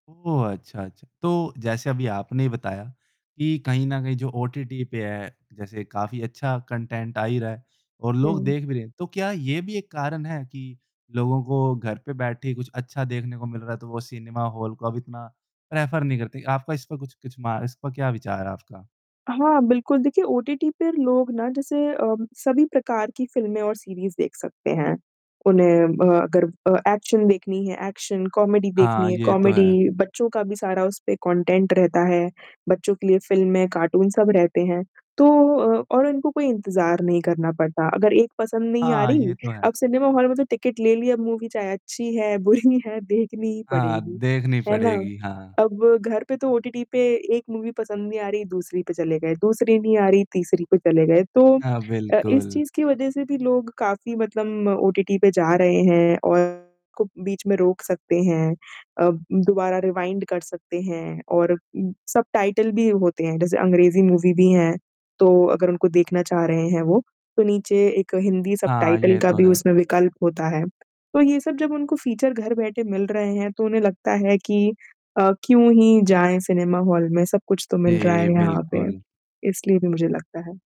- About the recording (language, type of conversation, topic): Hindi, podcast, सिनेमा हॉल में फिल्म देखने का अनुभव घर पर देखने से अलग क्यों लगता है?
- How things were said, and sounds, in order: distorted speech; in English: "कंटेंट"; in English: "प्रेफर"; in English: "सीरीज़"; in English: "एक्शन"; in English: "एक्शन, कॉमेडी"; in English: "कॉमेडी"; in English: "कॉन्टेंट"; in English: "मूवी"; laughing while speaking: "बुरी है"; in English: "मूवी"; unintelligible speech; in English: "रिवाइंड"; in English: "सबटाइटल"; in English: "मूवी"; in English: "सबटाइटल"; in English: "फीचर"